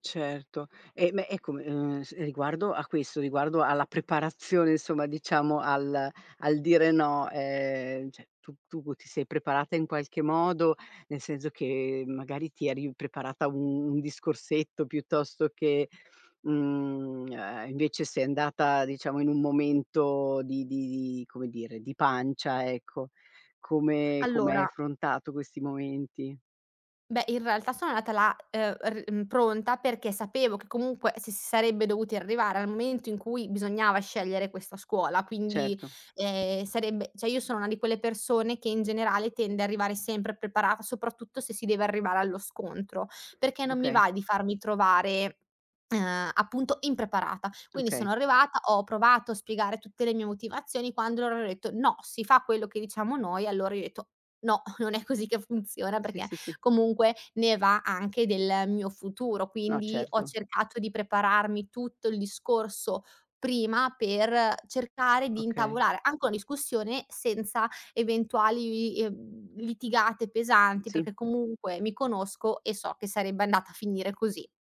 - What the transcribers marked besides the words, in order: "cioè" said as "ceh"; chuckle
- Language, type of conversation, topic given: Italian, podcast, Quando hai detto “no” per la prima volta, com’è andata?